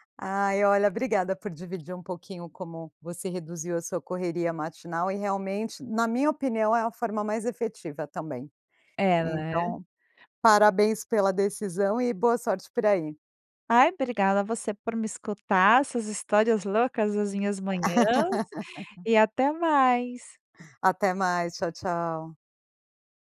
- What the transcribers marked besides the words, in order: laugh
- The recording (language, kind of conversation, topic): Portuguese, podcast, Como você faz para reduzir a correria matinal?